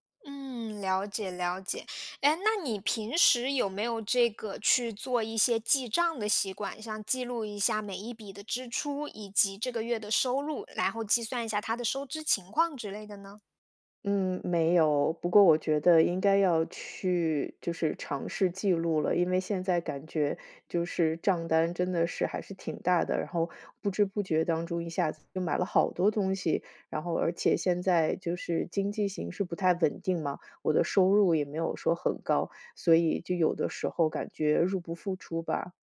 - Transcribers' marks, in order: "然" said as "蓝"
- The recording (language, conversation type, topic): Chinese, advice, 如何识别导致我因情绪波动而冲动购物的情绪触发点？